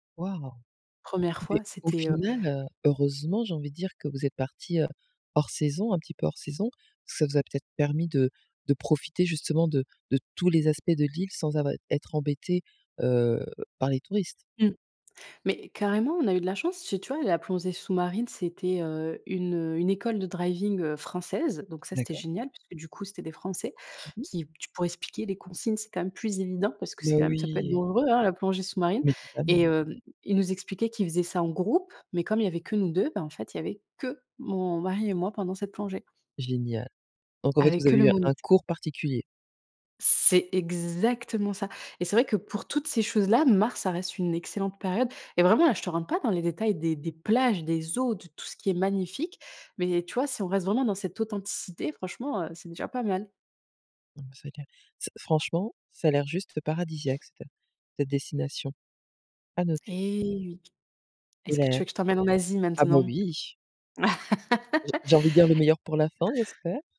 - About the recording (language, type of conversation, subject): French, podcast, Quel paysage t’a coupé le souffle en voyage ?
- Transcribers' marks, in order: in English: "driving"; other background noise; tapping; laugh